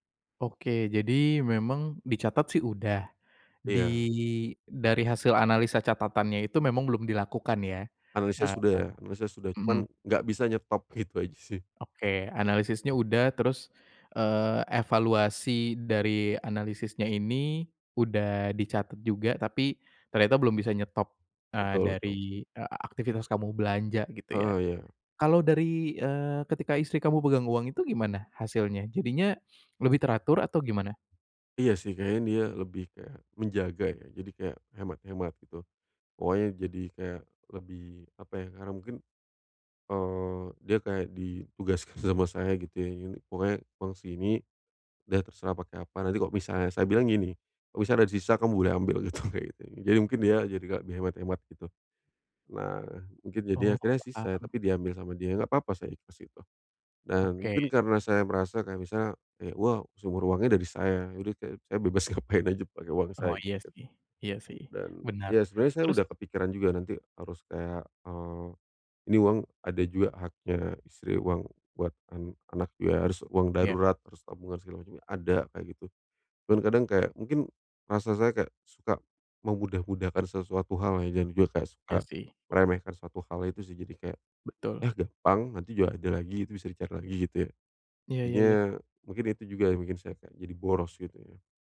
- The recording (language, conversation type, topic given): Indonesian, advice, Bagaimana cara menetapkan batas antara kebutuhan dan keinginan agar uang tetap aman?
- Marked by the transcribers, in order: laughing while speaking: "gitu"; other background noise; laughing while speaking: "gitu"; tapping; laughing while speaking: "bebas"; "Akhirnya" said as "inya"